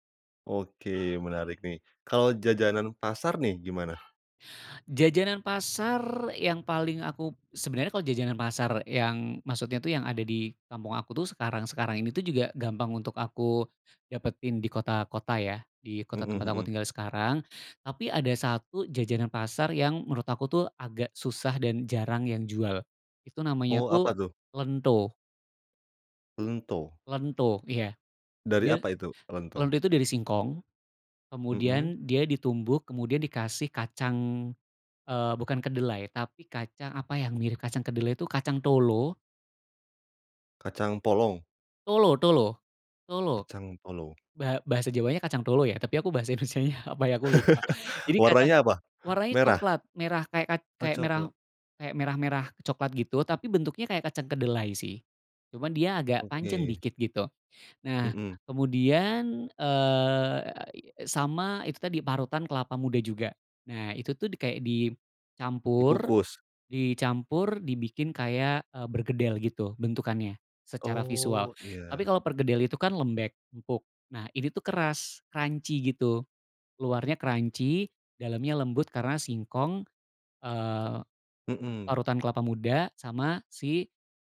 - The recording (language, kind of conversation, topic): Indonesian, podcast, Apa makanan tradisional yang selalu bikin kamu kangen?
- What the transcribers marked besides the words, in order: other animal sound; laughing while speaking: "bahasa Indonesianya, apa yah"; chuckle; in English: "crunchy"; in English: "crunchy"